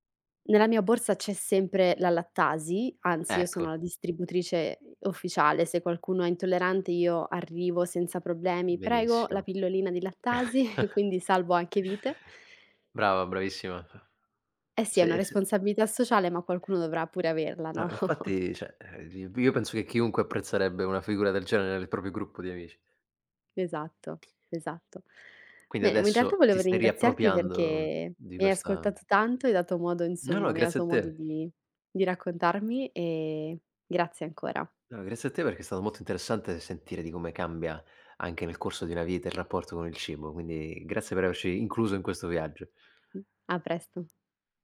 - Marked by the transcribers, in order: chuckle; laughing while speaking: "no?"; chuckle; tapping; "cioè" said as "ceh"; other background noise; "riappropriando" said as "riappropiando"
- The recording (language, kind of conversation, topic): Italian, podcast, Che ruolo ha l’alimentazione nella tua giornata?
- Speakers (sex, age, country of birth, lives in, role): female, 25-29, Italy, Italy, guest; male, 30-34, Italy, Italy, host